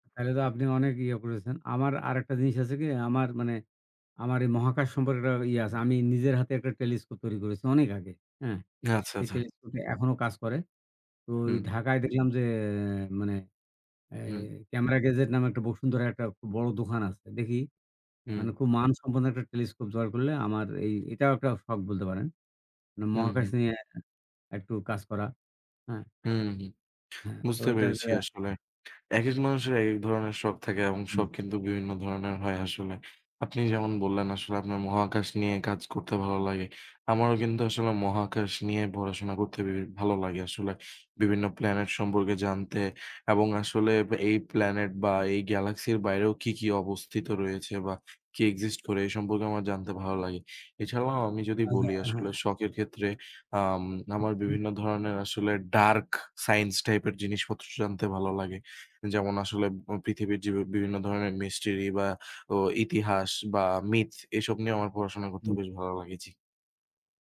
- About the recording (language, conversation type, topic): Bengali, unstructured, আপনার শখ কীভাবে আপনার জীবনকে আরও অর্থপূর্ণ করে তুলেছে?
- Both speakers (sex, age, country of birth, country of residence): male, 20-24, Bangladesh, Bangladesh; male, 60-64, Bangladesh, Bangladesh
- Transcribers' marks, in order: in English: "exist"; "আচ্ছা" said as "আজা"; tapping; in English: "dark science"; in English: "mystery"